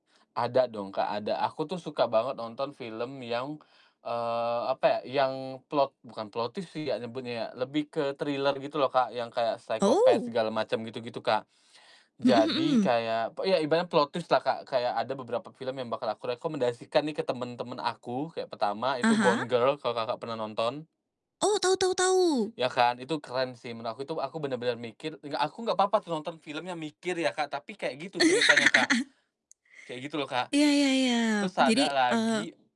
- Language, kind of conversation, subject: Indonesian, podcast, Film apa yang paling kamu rekomendasikan kepada teman?
- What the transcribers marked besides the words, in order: in English: "plot twist"; distorted speech; in English: "psychopath"; in English: "plot twist"; laugh; other background noise